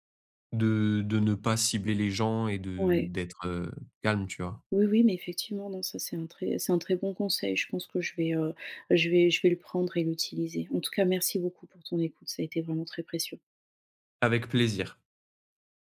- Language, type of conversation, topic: French, advice, Comment puis-je m’affirmer sans nuire à mes relations professionnelles ?
- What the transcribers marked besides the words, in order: none